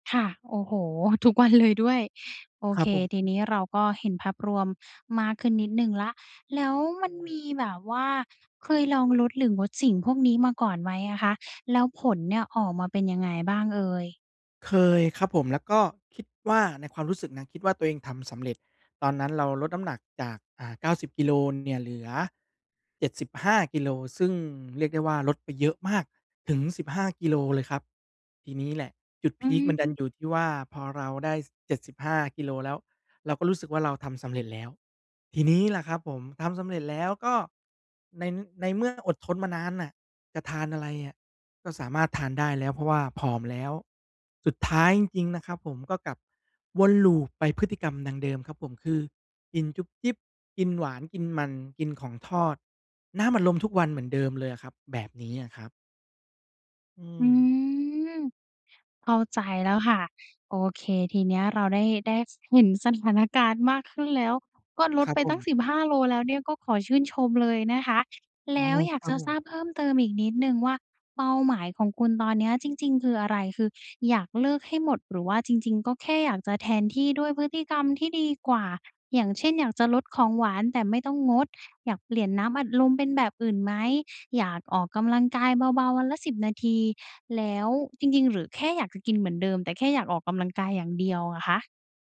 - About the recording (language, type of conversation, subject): Thai, advice, ฉันควรเลิกนิสัยเดิมที่ส่งผลเสียต่อชีวิตไปเลย หรือค่อย ๆ เปลี่ยนเป็นนิสัยใหม่ดี?
- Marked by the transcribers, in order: laughing while speaking: "ทุกวันเลยด้วย"; other background noise